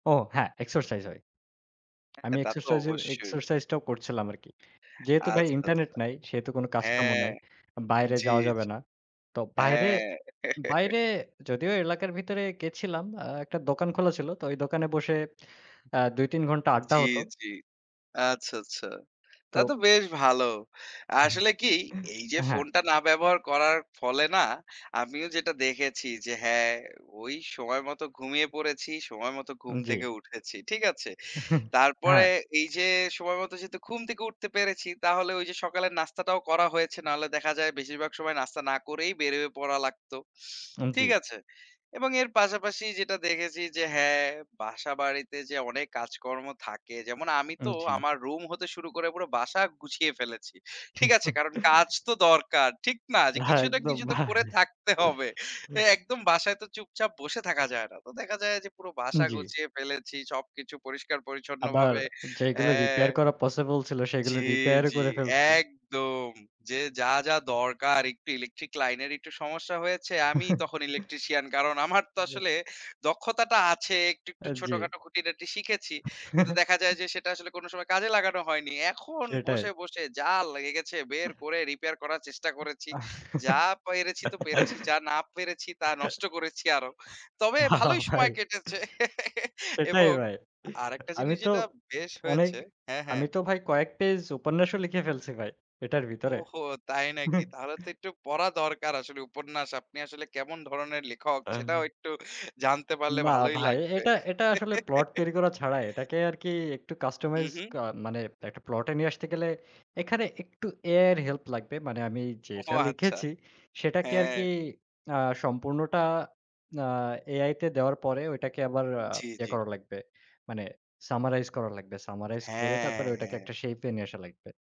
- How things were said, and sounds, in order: other background noise; chuckle; chuckle; chuckle; chuckle; laughing while speaking: "একদম ভাই"; chuckle; chuckle; other noise; chuckle; sneeze; laugh; laughing while speaking: "ভাই। এটাই ভাই। আমি তো"; laughing while speaking: "কেটেছে"; laugh; chuckle; chuckle
- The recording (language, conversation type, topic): Bengali, unstructured, মোবাইল ফোন ছাড়া আপনার দিনটা কেমন কাটত?